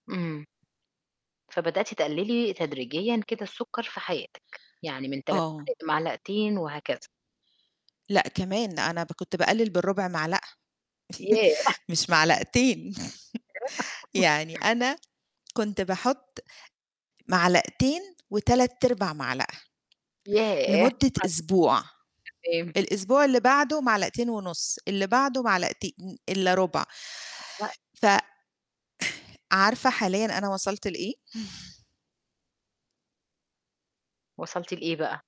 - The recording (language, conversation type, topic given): Arabic, podcast, إزاي تبني عادة إنك تتعلم باستمرار في حياتك اليومية؟
- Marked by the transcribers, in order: distorted speech; chuckle; tapping; chuckle; laugh; chuckle; unintelligible speech; unintelligible speech